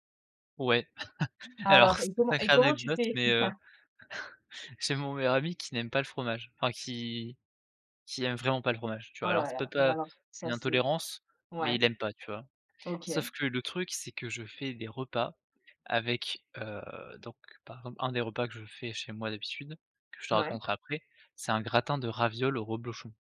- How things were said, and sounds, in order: chuckle; chuckle; tapping
- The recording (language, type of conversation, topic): French, podcast, Quels snacks simples et efficaces préparer pour un apéro de fête ?